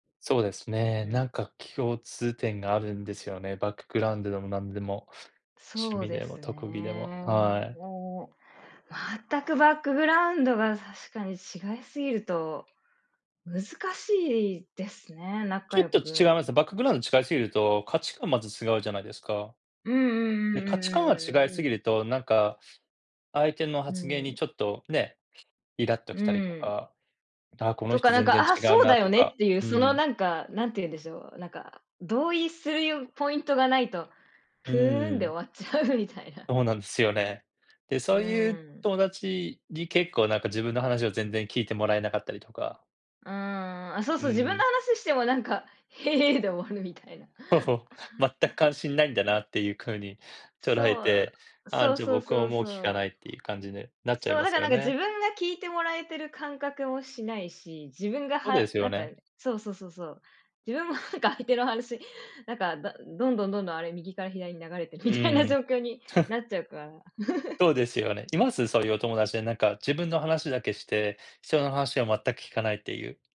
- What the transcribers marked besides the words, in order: laughing while speaking: "終わっちゃうみたいな"; chuckle; laughing while speaking: "なんか相手の話"; laughing while speaking: "みたいな状況に"; scoff; chuckle
- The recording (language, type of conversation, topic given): Japanese, unstructured, 趣味を通じて友達を作ることは大切だと思いますか？